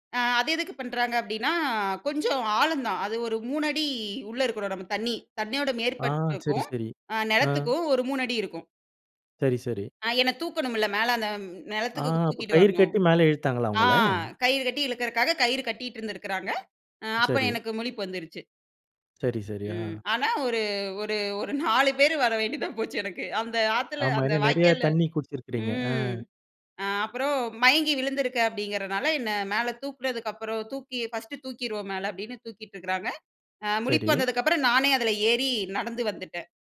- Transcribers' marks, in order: none
- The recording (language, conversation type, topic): Tamil, podcast, அவசரநிலையில் ஒருவர் உங்களை காப்பாற்றிய அனுபவம் உண்டா?